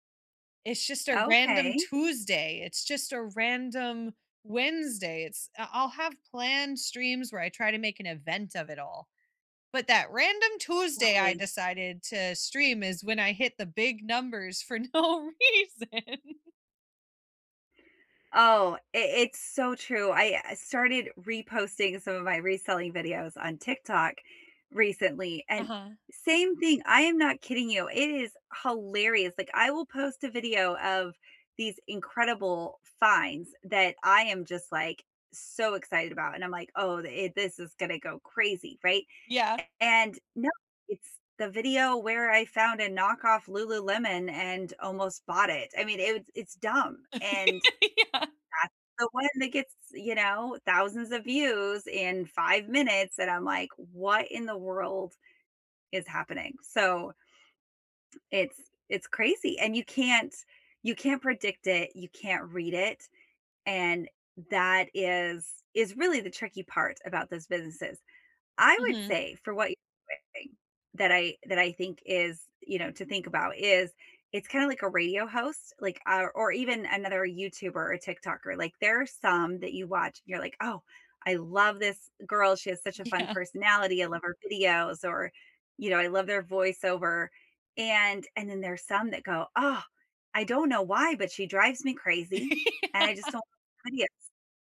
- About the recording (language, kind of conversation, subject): English, unstructured, What dreams do you think are worth chasing no matter the cost?
- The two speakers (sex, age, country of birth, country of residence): female, 30-34, United States, United States; female, 35-39, United States, United States
- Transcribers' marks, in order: laughing while speaking: "no reason"; other background noise; stressed: "hilarious"; laugh; laughing while speaking: "Yeah"; tapping; unintelligible speech; laughing while speaking: "Yeah"; laugh; laughing while speaking: "Yeah"